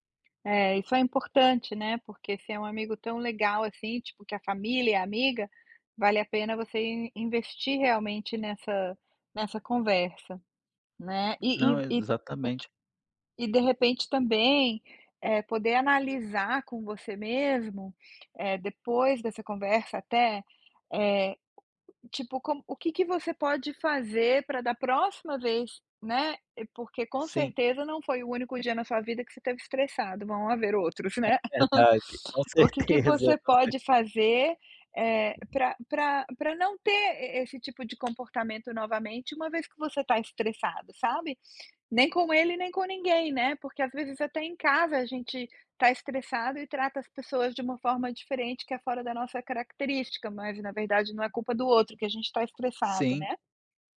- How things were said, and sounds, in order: tapping; chuckle; laughing while speaking: "certeza, com cer"; other background noise
- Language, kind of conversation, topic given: Portuguese, advice, Como posso pedir desculpas de forma sincera depois de magoar alguém sem querer?